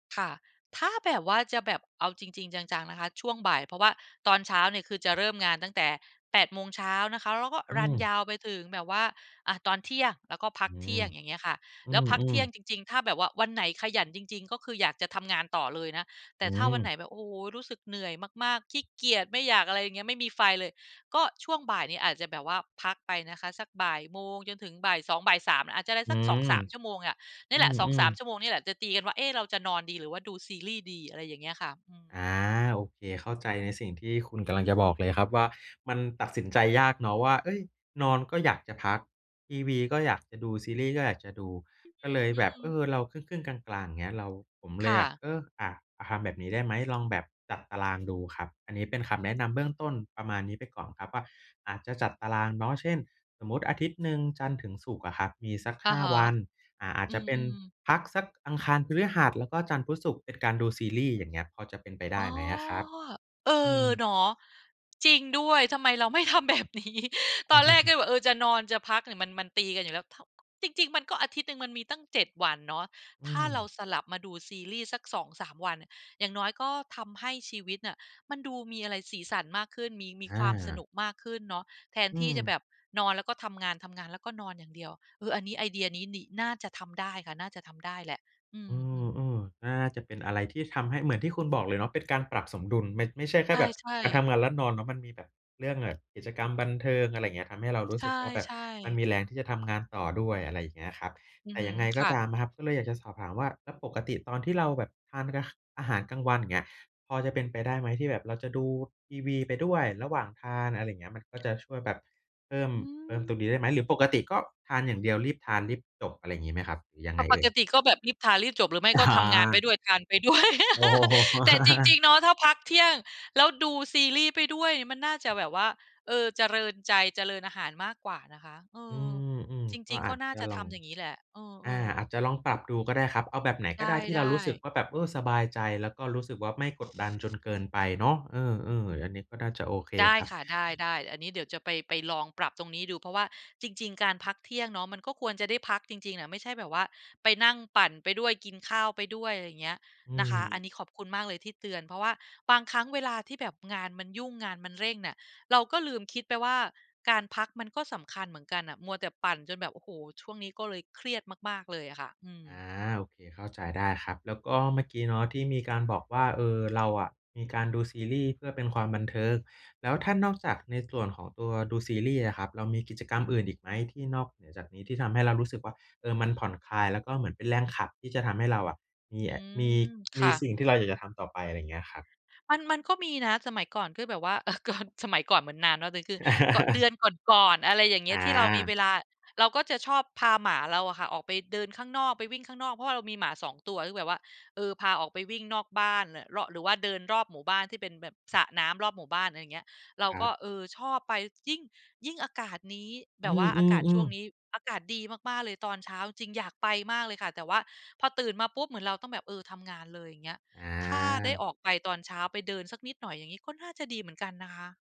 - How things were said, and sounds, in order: tapping; drawn out: "อ๋อ"; laughing while speaking: "นี้"; chuckle; chuckle; other background noise; laughing while speaking: "โอ้"; laugh; chuckle; chuckle
- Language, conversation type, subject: Thai, advice, ฉันจะหาสมดุลระหว่างความบันเทิงกับการพักผ่อนที่บ้านได้อย่างไร?